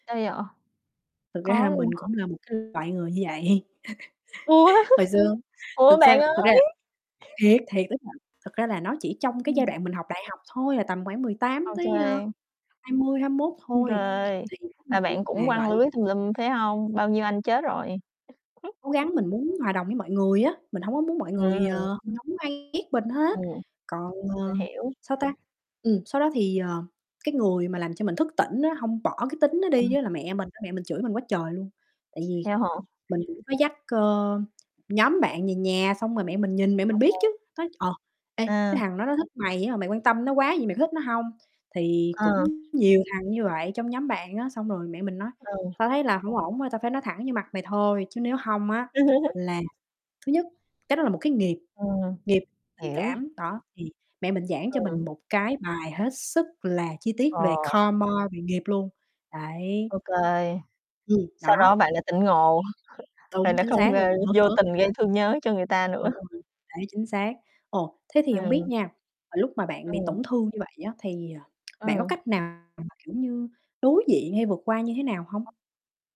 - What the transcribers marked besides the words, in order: other background noise; static; laughing while speaking: "ra"; tapping; distorted speech; laughing while speaking: "vậy"; laughing while speaking: "Ủa?"; chuckle; laughing while speaking: "ơi"; chuckle; unintelligible speech; laugh; in English: "karma"; chuckle; tongue click; unintelligible speech
- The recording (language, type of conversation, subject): Vietnamese, unstructured, Bạn có lo sợ rằng việc nhớ lại quá khứ sẽ khiến bạn tổn thương không?